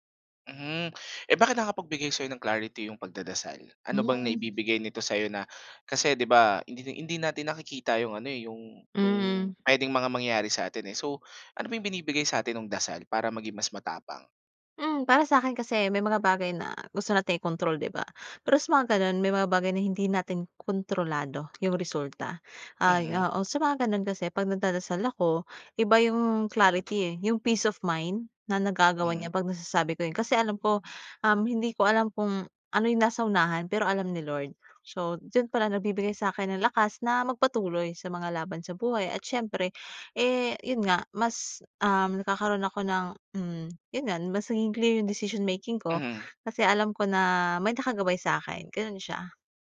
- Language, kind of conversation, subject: Filipino, podcast, Paano mo hinaharap ang takot sa pagkuha ng panganib para sa paglago?
- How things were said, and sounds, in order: unintelligible speech; gasp; gasp; gasp; gasp; gasp